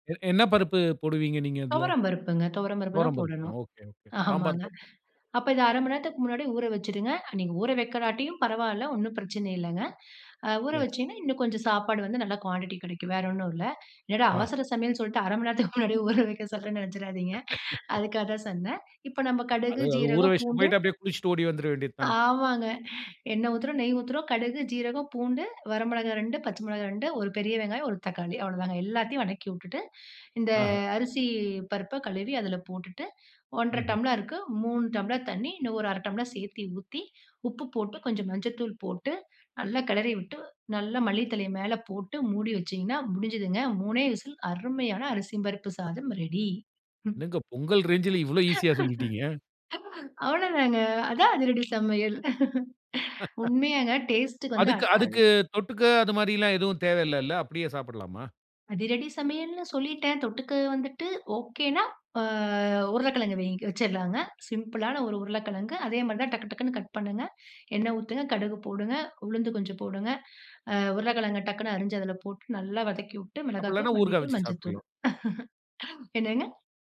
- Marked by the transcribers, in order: tapping; in English: "குவாண்டிட்டி"; laughing while speaking: "என்னடா அவசர சமையல் சொல்லிட்டு அரை மணி நேரத்துக்கு முன்னாடியே ஊற வைக்க சொல்றேன்னு நினைச்சுராதீங்க"; snort; other background noise; in English: "ரேஞ்சுல"; laughing while speaking: "அவ்ளோதாங்க. அதான் அதிரடி சமையல். உண்மையாங்க டேஸ்ட் வந்து அட்"; laugh; unintelligible speech; chuckle
- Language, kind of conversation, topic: Tamil, podcast, வீட்டில் அவசரமாக இருக்கும் போது விரைவாகவும் சுவையாகவும் உணவு சமைக்க என்னென்ன உத்திகள் பயன்படும்?